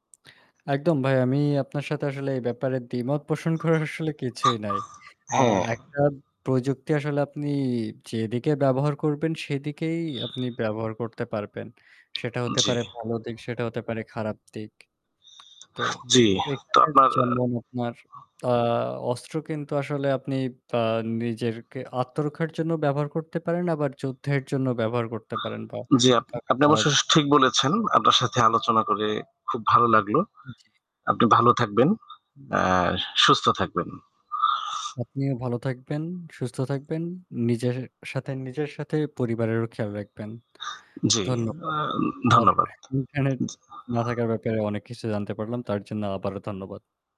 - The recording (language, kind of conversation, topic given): Bengali, unstructured, ইন্টারনেট ছাড়া জীবন কেমন হতে পারে?
- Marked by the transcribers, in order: static; distorted speech